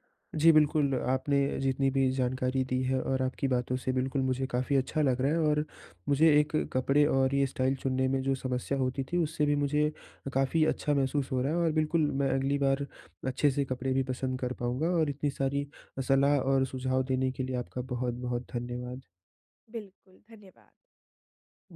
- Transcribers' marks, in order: in English: "स्टाइल"
- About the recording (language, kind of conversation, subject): Hindi, advice, कपड़े और स्टाइल चुनने में समस्या